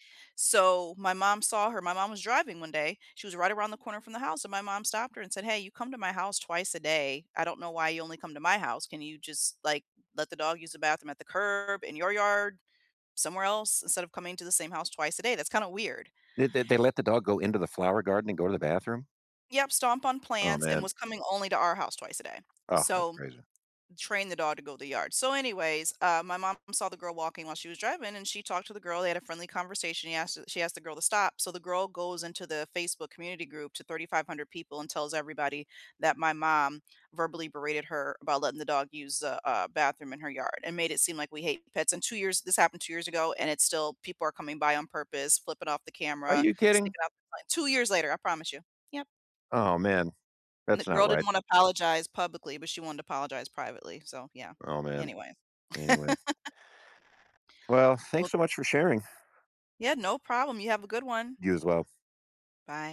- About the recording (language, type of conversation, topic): English, unstructured, How do you deal with someone who refuses to apologize?
- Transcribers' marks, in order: other background noise; laugh